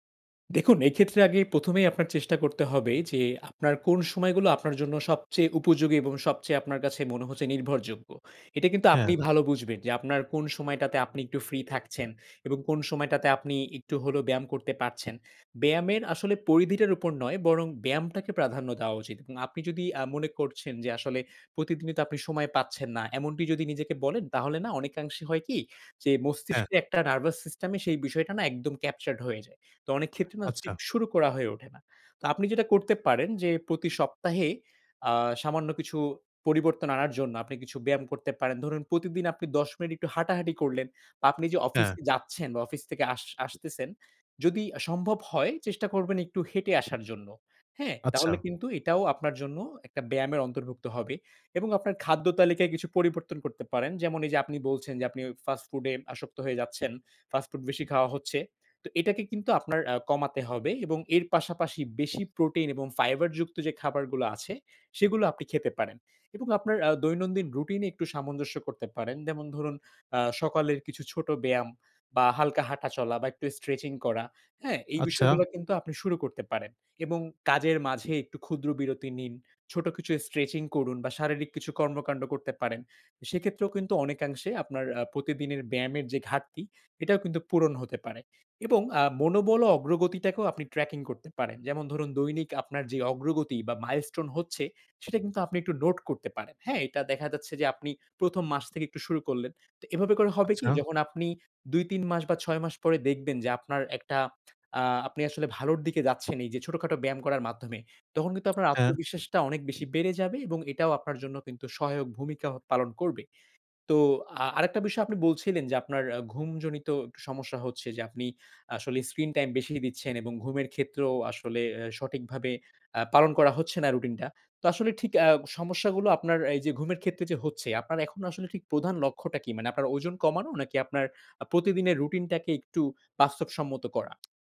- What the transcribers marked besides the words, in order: other background noise; in English: "নার্ভাস সিস্টেমে"; in English: "ক্যাপচার্ড"; unintelligible speech
- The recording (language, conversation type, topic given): Bengali, advice, ব্যায়ামে নিয়মিত থাকার সহজ কৌশল